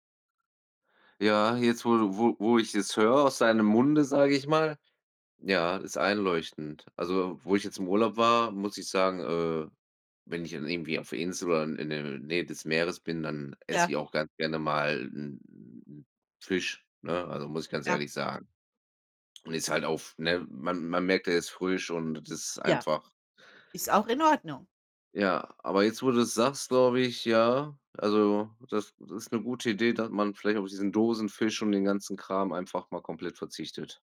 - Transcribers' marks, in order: none
- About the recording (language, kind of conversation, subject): German, unstructured, Wie beeinflusst Plastik unsere Meere und die darin lebenden Tiere?